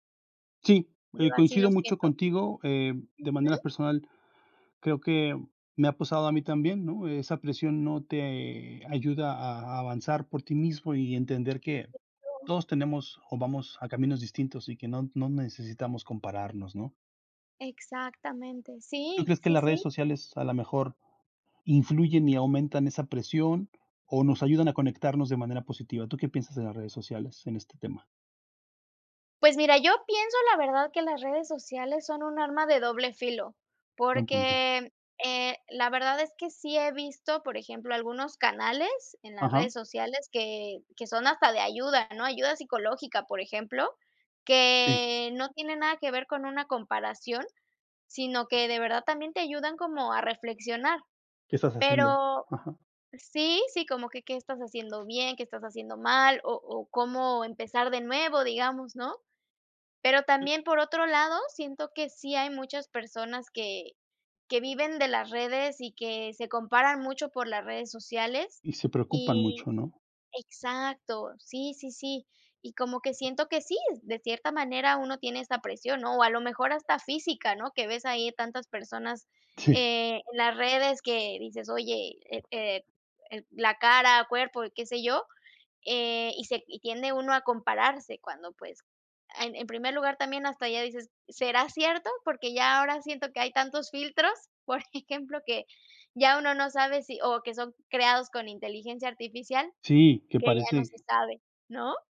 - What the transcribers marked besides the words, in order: unintelligible speech; other background noise; other noise; chuckle
- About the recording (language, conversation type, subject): Spanish, unstructured, ¿Cómo afecta la presión social a nuestra salud mental?